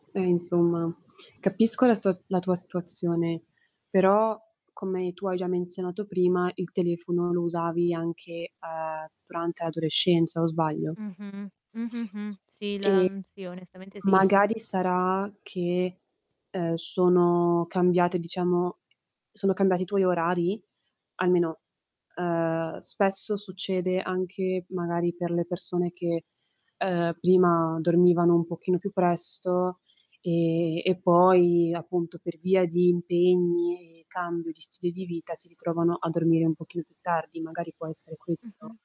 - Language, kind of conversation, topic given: Italian, advice, In che modo l’uso degli schermi la sera ti rende difficile rilassarti e dormire?
- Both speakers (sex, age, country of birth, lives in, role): female, 20-24, Italy, Italy, advisor; female, 20-24, Italy, United States, user
- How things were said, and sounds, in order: static; other background noise; tapping